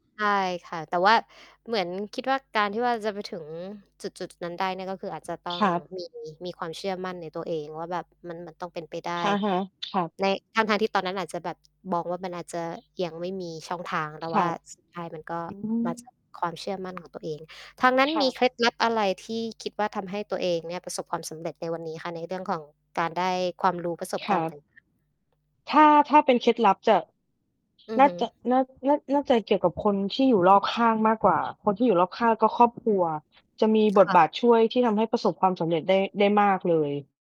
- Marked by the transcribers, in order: distorted speech; mechanical hum; static
- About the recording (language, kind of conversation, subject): Thai, unstructured, อะไรคือปัจจัยที่ทำให้คนประสบความสำเร็จในอาชีพ?